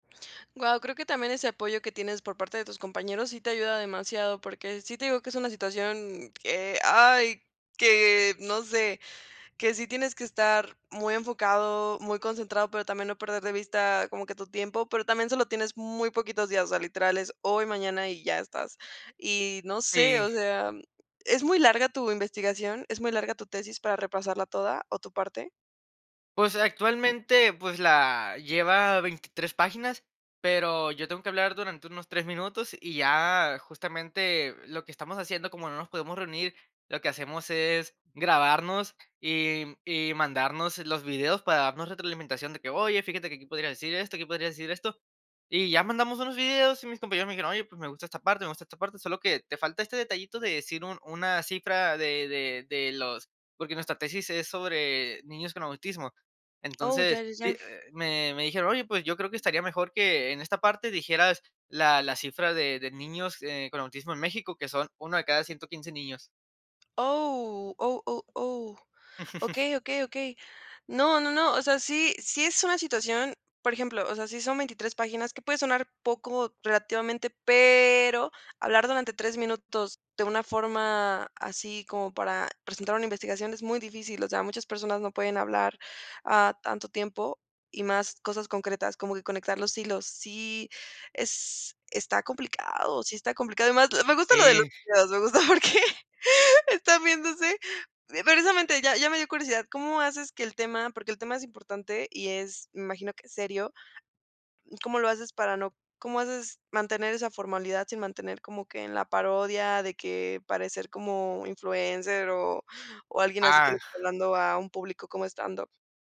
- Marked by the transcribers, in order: chuckle; laughing while speaking: "Me gusta"; laughing while speaking: "porque"
- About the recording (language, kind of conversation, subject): Spanish, podcast, ¿Qué métodos usas para estudiar cuando tienes poco tiempo?